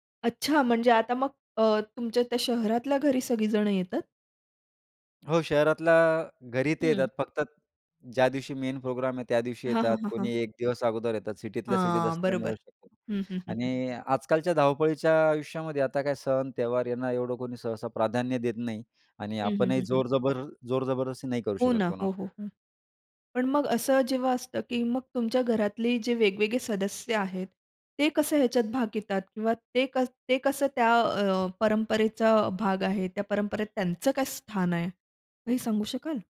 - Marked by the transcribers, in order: other background noise; in English: "मेन"
- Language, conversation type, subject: Marathi, podcast, तुमच्या कुटुंबातील एखादी सामूहिक परंपरा कोणती आहे?